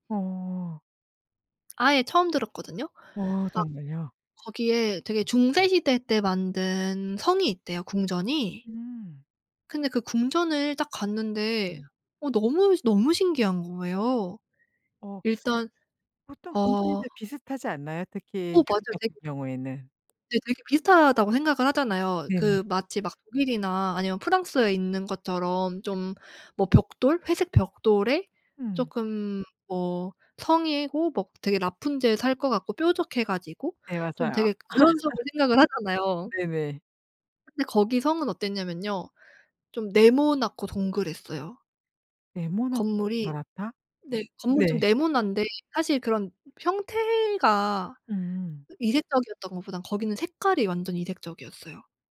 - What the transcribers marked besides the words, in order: other background noise; tapping; teeth sucking; laugh
- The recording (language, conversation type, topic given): Korean, podcast, 여행 중 우연히 발견한 숨은 명소에 대해 들려주실 수 있나요?